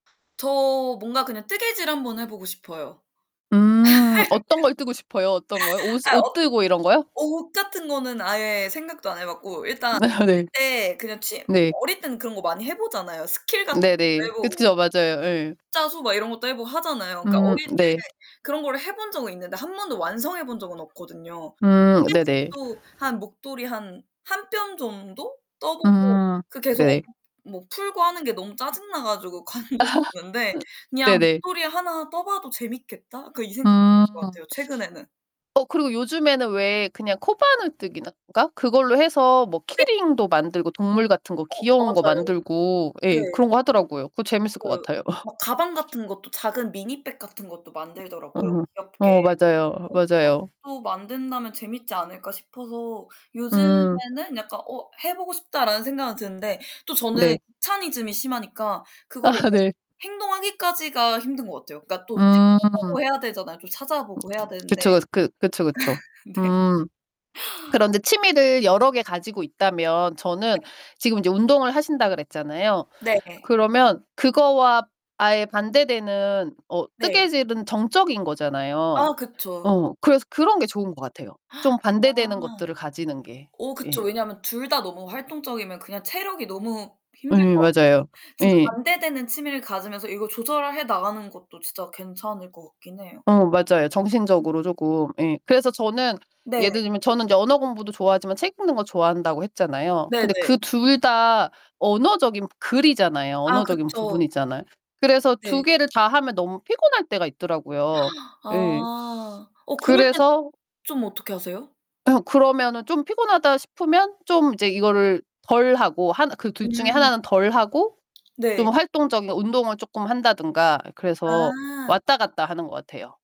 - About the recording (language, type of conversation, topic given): Korean, unstructured, 취미가 오히려 스트레스를 더 키우는 경우도 있을까요?
- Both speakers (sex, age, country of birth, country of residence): female, 25-29, South Korea, United States; female, 45-49, South Korea, United States
- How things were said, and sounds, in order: laugh; distorted speech; laugh; other background noise; static; laughing while speaking: "관뒀었는데"; laugh; laugh; laugh; laughing while speaking: "네"; gasp; gasp